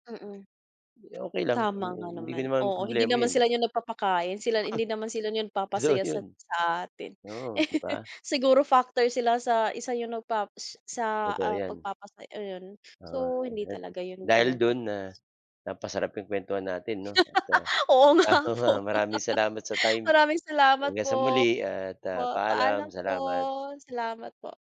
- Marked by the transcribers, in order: laughing while speaking: "So 'yun"; laugh; laugh; laughing while speaking: "Oo, nga po"; laughing while speaking: "ano nga"; laugh
- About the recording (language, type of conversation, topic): Filipino, unstructured, Paano mo ipinapakita ang tunay mong sarili sa harap ng iba?